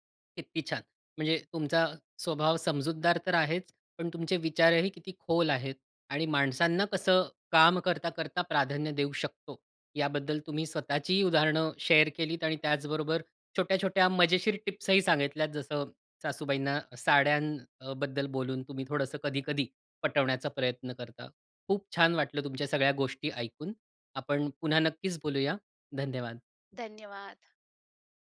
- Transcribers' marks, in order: none
- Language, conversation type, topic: Marathi, podcast, काम आणि घरातील ताळमेळ कसा राखता?